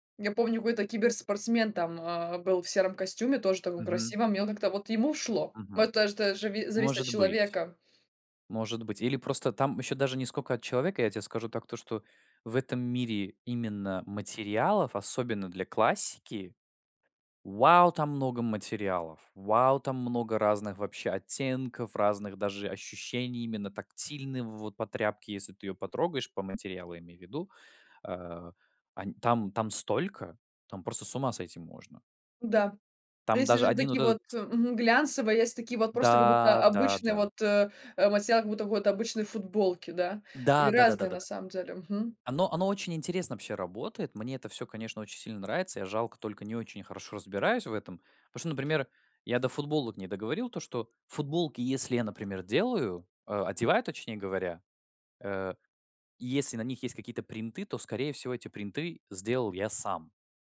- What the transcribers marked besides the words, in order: tapping
- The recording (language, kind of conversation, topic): Russian, podcast, Как найти баланс между модой и собой?